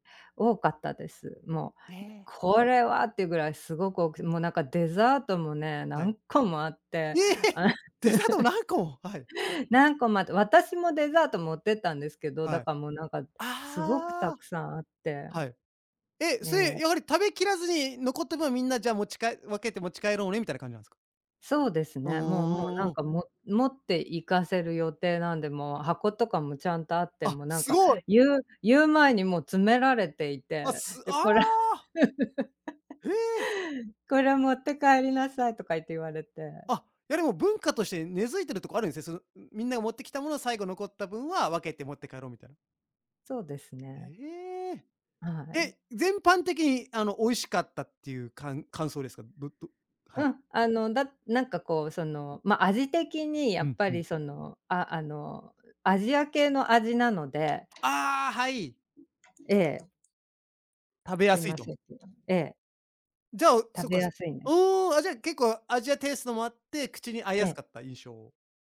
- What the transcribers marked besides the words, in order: surprised: "ええ！"; chuckle; chuckle; other background noise
- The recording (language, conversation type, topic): Japanese, podcast, 現地の家庭に呼ばれた経験はどんなものでしたか？